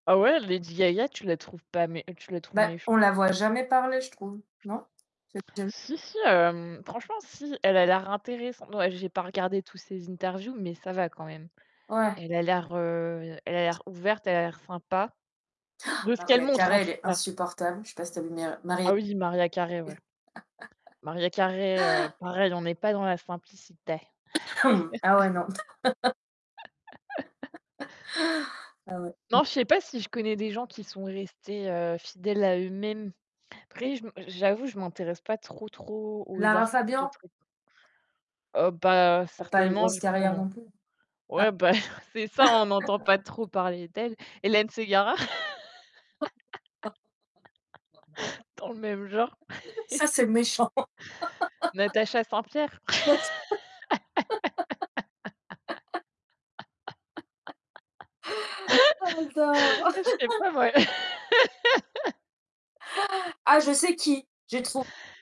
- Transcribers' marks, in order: other background noise; tapping; unintelligible speech; gasp; distorted speech; static; laugh; sneeze; laugh; unintelligible speech; other noise; chuckle; mechanical hum; laugh; laugh; laugh; laugh; laugh; laugh
- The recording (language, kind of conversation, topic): French, unstructured, Penses-tu que la musique populaire est devenue trop commerciale ?